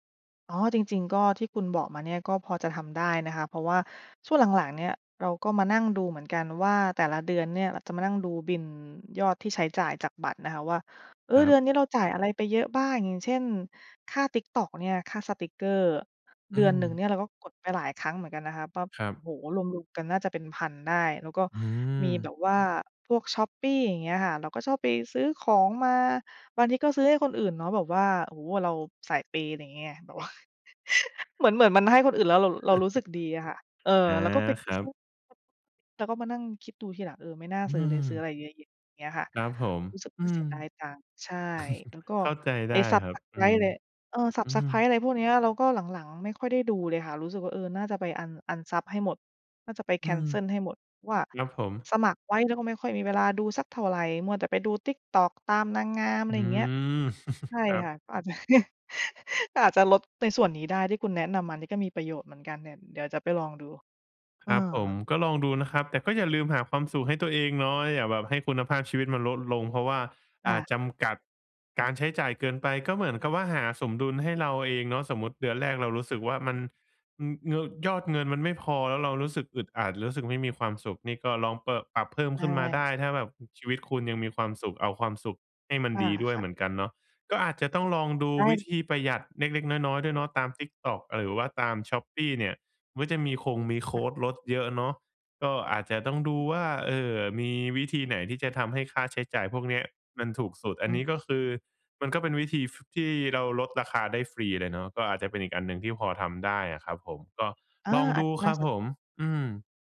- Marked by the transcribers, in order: laughing while speaking: "แบบว่า เหมือน เหมือนมันให้คนอื่นแล้ว"; laugh; chuckle; unintelligible speech; chuckle; in English: "ซับสไกรบ์"; in English: "ซับสไกรบ์"; put-on voice: "สมัครไว้แล้วก็ไม่ค่อยมีเวลาดูสักเท่าไร มัวแต่ไปดู TikTok ตามนางงาม อะไรอย่างเงี้ย"; chuckle; laugh; laughing while speaking: "อาจจะลด"; other background noise
- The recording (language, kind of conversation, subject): Thai, advice, จะลดค่าใช้จ่ายโดยไม่กระทบคุณภาพชีวิตได้อย่างไร?